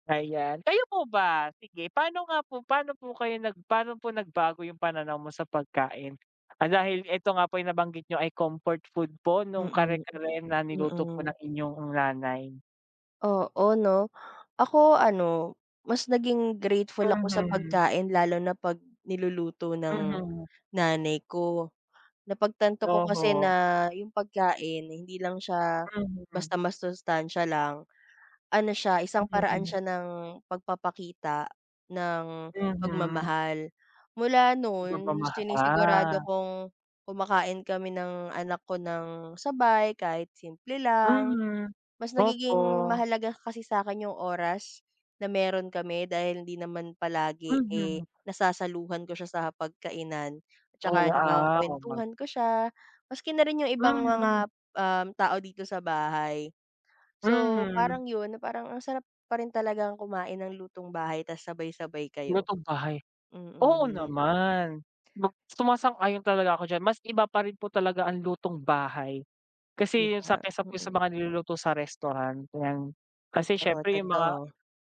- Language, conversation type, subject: Filipino, unstructured, Ano ang pinakamasarap na pagkaing natikman mo, at sino ang kasama mo noon?
- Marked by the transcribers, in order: tapping; other background noise